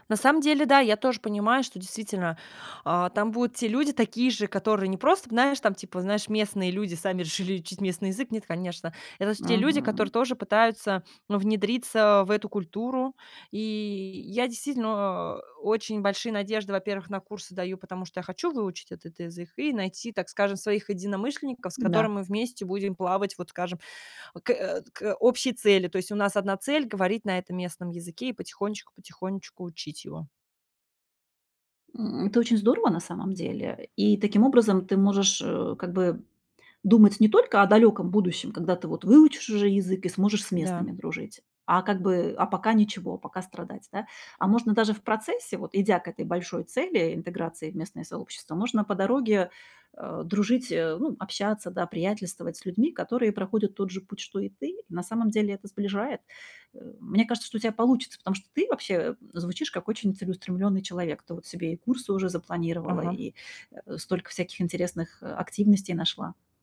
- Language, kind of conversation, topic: Russian, advice, Какие трудности возникают при попытках завести друзей в чужой культуре?
- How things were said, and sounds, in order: "будут" said as "бут"; laughing while speaking: "решили"; other background noise